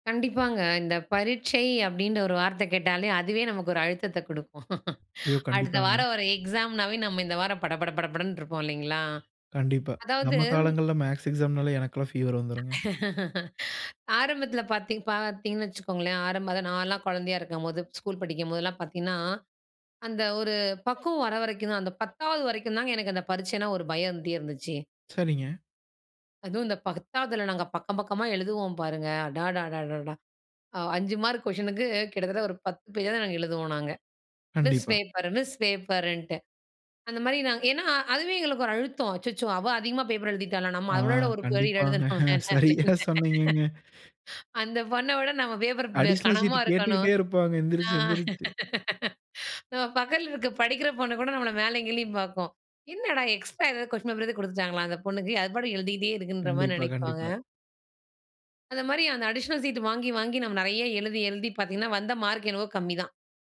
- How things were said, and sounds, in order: other background noise; chuckle; laugh; laughing while speaking: "சரியா சொன்னீங்கங்க"; laugh; laugh; in English: "அடிஷனல் சீட்"; in English: "எக்ஸ்ட்ரா"; in English: "அடிஷனல் சீட்டு"
- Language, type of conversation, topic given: Tamil, podcast, பரீட்சை அழுத்தத்தை நீங்கள் எப்படிச் சமாளிக்கிறீர்கள்?